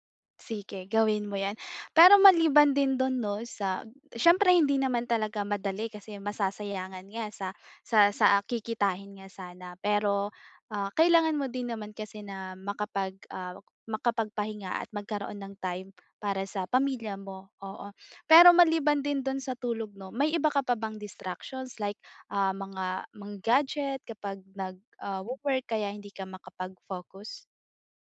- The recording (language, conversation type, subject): Filipino, advice, Paano ako makakapagtuon kapag madalas akong nadidistract at napapagod?
- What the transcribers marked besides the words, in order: tapping; other background noise